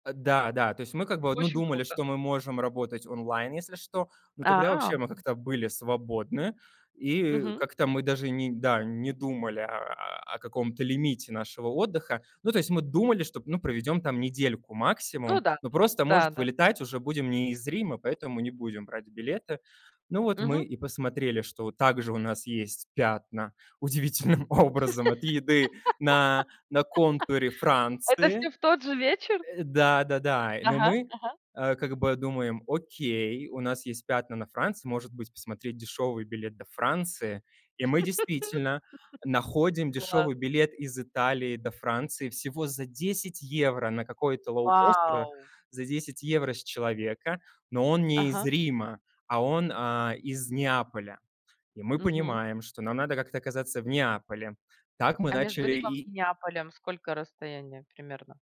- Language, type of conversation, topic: Russian, podcast, Какое путешествие было твоим любимым и почему оно так запомнилось?
- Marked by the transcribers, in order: other background noise; laugh; laughing while speaking: "удивительным образом"; laugh